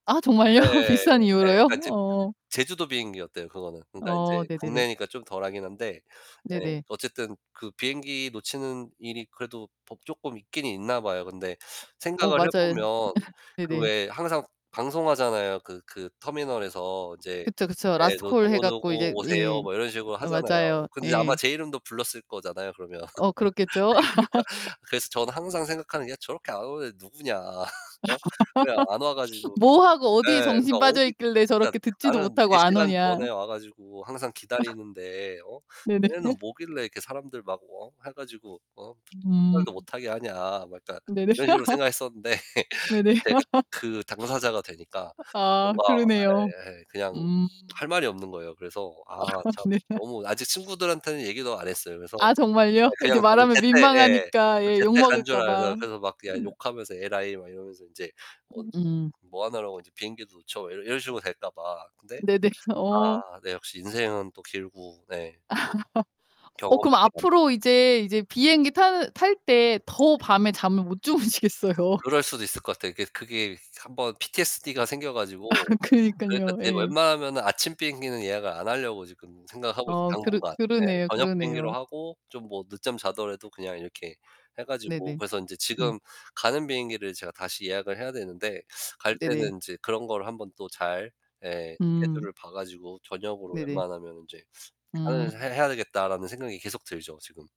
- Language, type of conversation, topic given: Korean, podcast, 비행기를 놓친 적이 있으신가요? 그때 상황은 어땠나요?
- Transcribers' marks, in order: laughing while speaking: "정말요? 비슷한"; distorted speech; other background noise; laugh; in English: "라스트 콜"; chuckle; laughing while speaking: "네 그러니까"; giggle; laugh; laugh; chuckle; giggle; laughing while speaking: "생각했었는데"; giggle; sniff; chuckle; laughing while speaking: "네"; laughing while speaking: "네네"; laugh; laughing while speaking: "못 주무시겠어요"; in English: "PTSD"; laugh; laughing while speaking: "그러니깐요"; teeth sucking; teeth sucking